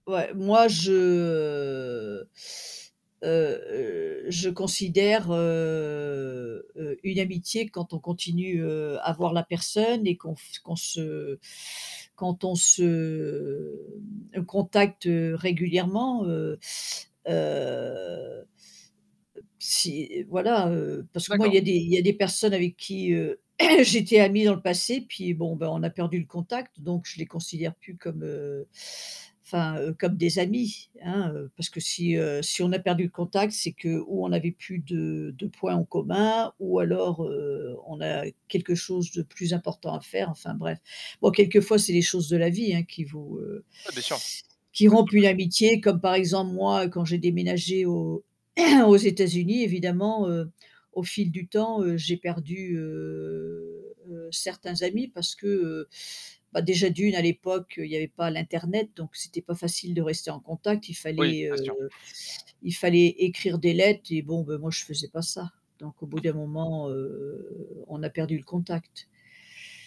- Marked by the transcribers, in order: static; drawn out: "heu"; drawn out: "heu"; throat clearing; distorted speech; throat clearing; drawn out: "heu"; chuckle; chuckle; other background noise
- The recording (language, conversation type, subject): French, unstructured, Qu’est-ce qui rend une amitié solide selon toi ?